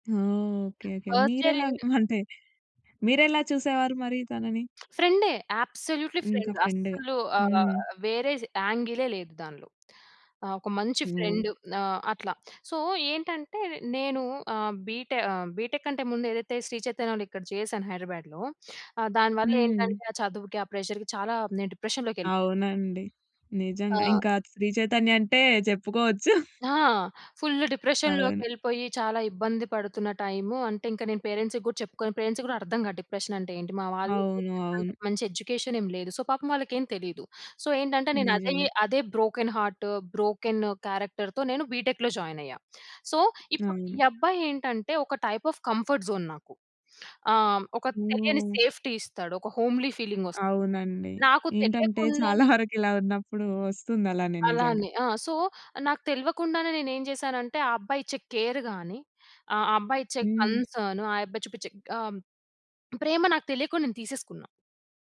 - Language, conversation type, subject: Telugu, podcast, పశ్చాత్తాపాన్ని మాటల్లో కాకుండా ఆచరణలో ఎలా చూపిస్తావు?
- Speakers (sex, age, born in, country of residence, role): female, 20-24, India, India, host; female, 25-29, India, India, guest
- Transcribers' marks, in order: in English: "ఫస్ట్ ఇయర్ ఎండ్"; giggle; tapping; in English: "అబ్సొల్యూట్‌లీ ఫ్రెండ్"; in English: "ఫ్రెండ్‌గా"; "వేరేది" said as "వేరేజ్"; in English: "ఫ్రెండ్"; in English: "నో"; in English: "సో"; in English: "బీటెక్"; in English: "ప్రెజర్‌కి"; chuckle; in English: "పేరెంట్స్‌కి"; in English: "పేరెంట్స్‌కి"; in English: "సో"; in English: "సో"; in English: "బ్రోకెన్ హార్ట్, బ్రోకెన్ క్యారెక్టర్‌తో"; in English: "బీటెక్‌లో"; in English: "సో"; in English: "టైప్ ఆఫ్ కంఫర్ట్ జోన్"; in English: "సేఫ్టీ"; in English: "హోమ్‌లీ"; chuckle; in English: "సో"; in English: "కేర్"; in English: "కన్సర్న్"